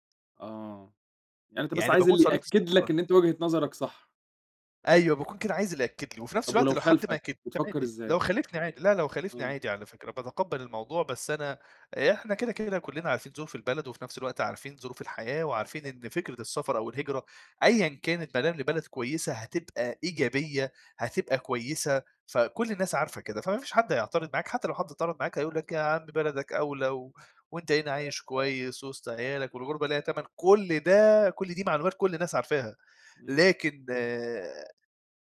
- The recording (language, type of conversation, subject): Arabic, podcast, إزاي بتتعامل مع التغيير المفاجئ اللي بيحصل في حياتك؟
- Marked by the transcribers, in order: none